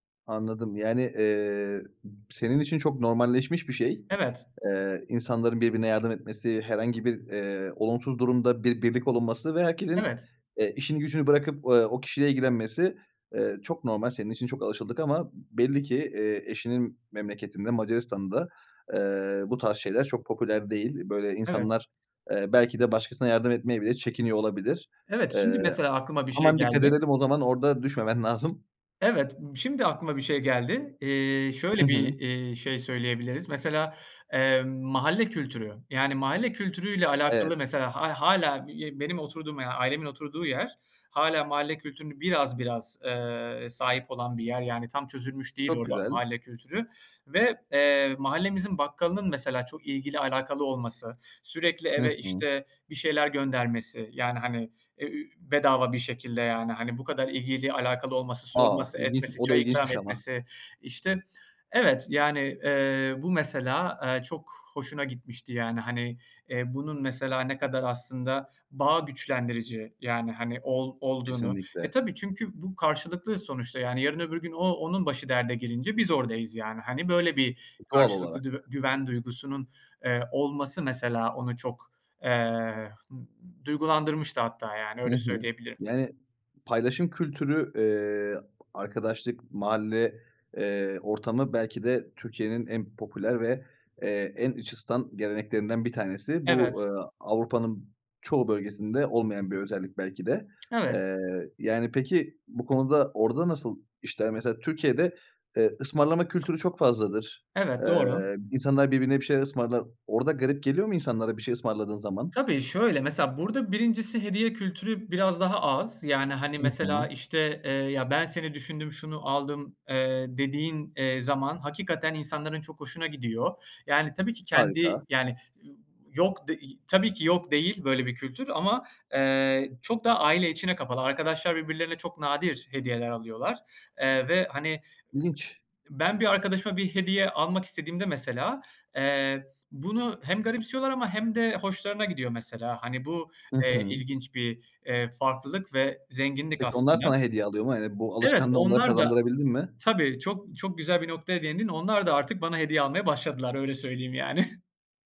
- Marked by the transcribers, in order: tapping; other background noise; chuckle
- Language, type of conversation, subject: Turkish, podcast, İki kültür arasında olmak nasıl hissettiriyor?